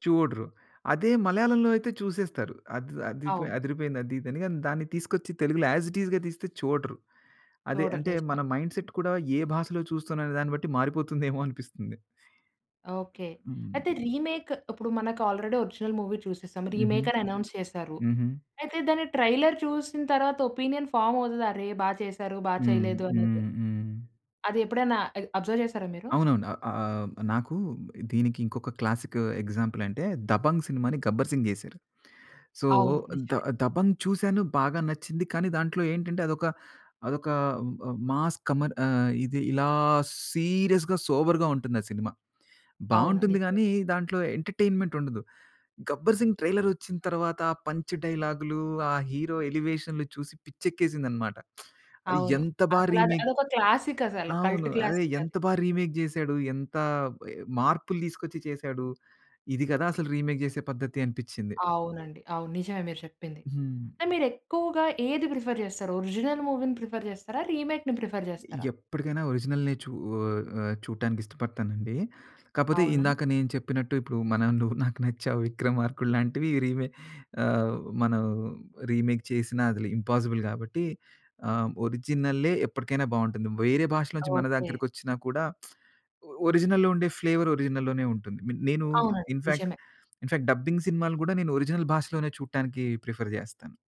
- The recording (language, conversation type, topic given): Telugu, podcast, రిమేక్‌లు ఎక్కువగా వస్తున్న పరిస్థితి గురించి మీ అభిప్రాయం ఏమిటి?
- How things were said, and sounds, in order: in English: "యస్ ఇట్ టీస్‌గా"; in English: "మైండ్సెట్"; in English: "రీమేక్"; in English: "ఆల్రెడీ ఒరిజినల్ మూవీ"; in English: "రీమేకని అనౌన్స్"; in English: "ట్రైలర్"; in English: "ఒపీనియన్"; in English: "సో"; in English: "సీరియస్‌గా"; in English: "పంచ్"; in English: "హీరో ఎలివేషన్"; lip smack; in English: "రీమేక్"; in English: "కల్ట్"; in English: "రీమేక్"; in English: "రీమేక్"; in English: "ప్రిఫర్"; in English: "ఒరిజినల్ మూవీ‌ని ప్రిఫర్"; in English: "రీమేక్‌ని ప్రిఫర్"; in English: "ఒరిజినల్‌నే"; in English: "రీమేక్"; in English: "ఇంపాసిబుల్"; lip smack; in English: "ఫ్లేవర్"; in English: "ఇన్‌ఫాక్ట్ ఇన్‌ఫాక్ట్ డబ్బింగ్"; in English: "ఒరిజినల్"; in English: "ప్రిఫర్"